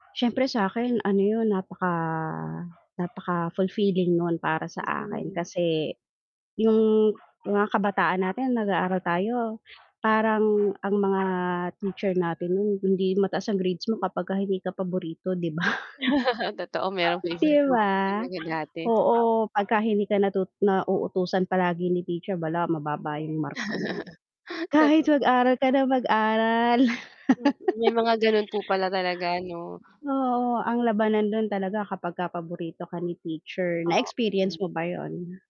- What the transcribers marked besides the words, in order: dog barking; static; distorted speech; other animal sound; laugh; chuckle; laugh; laugh; other background noise
- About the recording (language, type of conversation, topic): Filipino, unstructured, Ano ang nararamdaman mo kapag nakakuha ka ng mataas na grado?